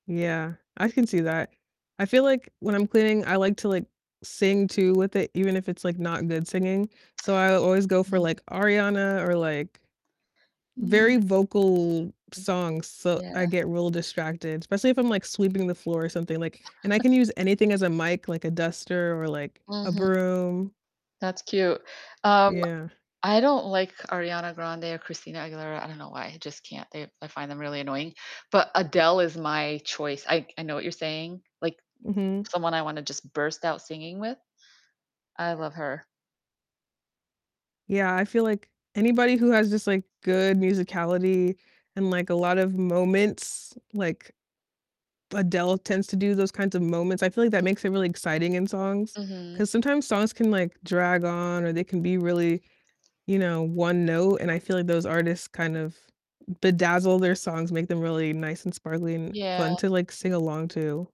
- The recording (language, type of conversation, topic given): English, unstructured, How should I design a cleaning playlist for me and my housemates?
- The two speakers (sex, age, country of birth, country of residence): female, 30-34, United States, United States; female, 50-54, United States, United States
- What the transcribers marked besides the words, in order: distorted speech; other background noise; chuckle; tapping